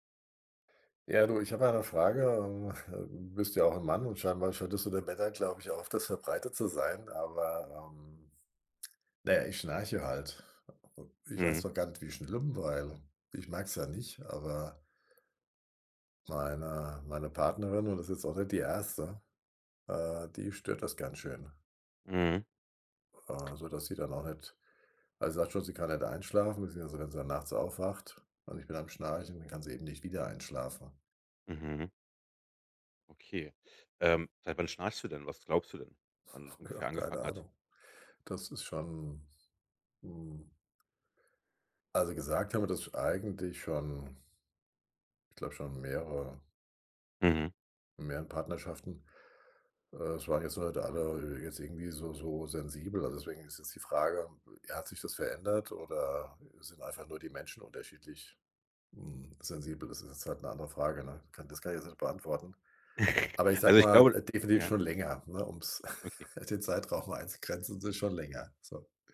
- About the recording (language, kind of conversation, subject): German, advice, Wie beeinträchtigt Schnarchen von dir oder deinem Partner deinen Schlaf?
- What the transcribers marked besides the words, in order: chuckle; other background noise; chuckle; chuckle; chuckle; laughing while speaking: "den Zeitraum einzugrenzen"